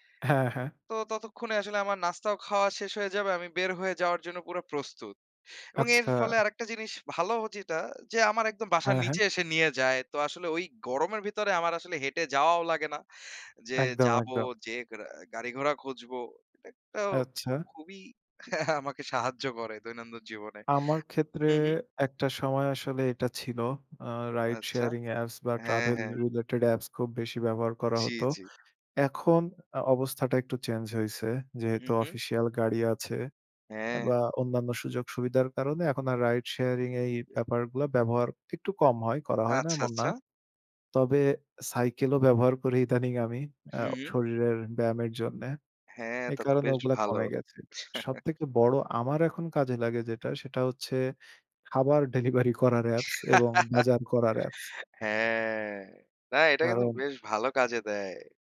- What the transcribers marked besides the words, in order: chuckle; in English: "ট্রাভেল রিলেটেড"; chuckle; scoff; laugh
- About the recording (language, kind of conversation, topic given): Bengali, unstructured, অ্যাপগুলি আপনার জীবনে কোন কোন কাজ সহজ করেছে?